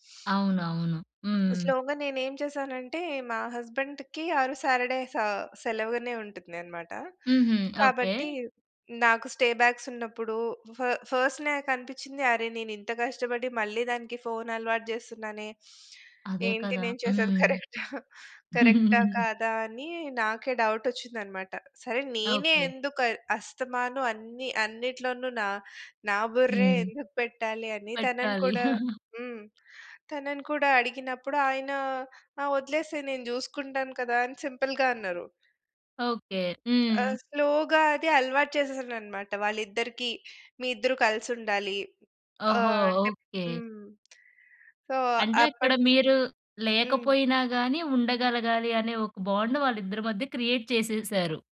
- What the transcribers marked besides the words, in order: tapping; in English: "స్లోగా"; in English: "హస్బెండ్‌కి"; in English: "సాటర్డే"; in English: "స్టే"; in English: "ఫ ఫస్ట్"; sniff; chuckle; chuckle; in English: "సింపుల్‌గా"; in English: "స్లోగా"; in English: "సో"; in English: "బాండ్"; in English: "క్రియేట్"
- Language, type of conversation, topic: Telugu, podcast, ఏ పరిస్థితిలో మీరు ఉద్యోగం వదిలేయాలని ఆలోచించారు?